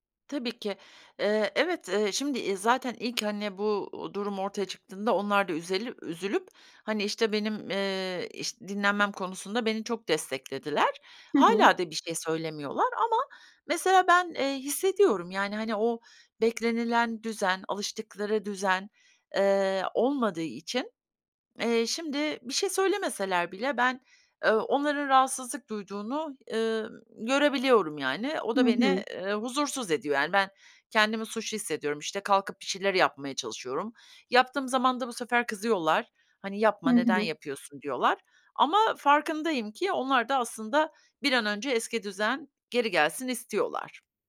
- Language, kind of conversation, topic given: Turkish, advice, Dinlenirken neden suçluluk duyuyorum?
- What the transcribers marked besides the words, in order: other background noise; tapping